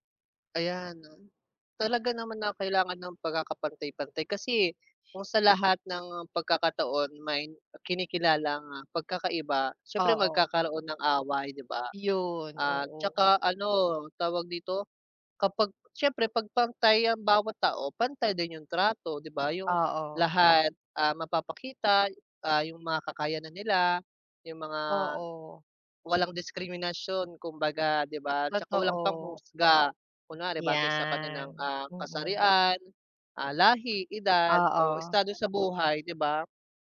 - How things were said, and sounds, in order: other background noise
- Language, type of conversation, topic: Filipino, unstructured, Paano mo maipapaliwanag ang kahalagahan ng pagkakapantay-pantay sa lipunan?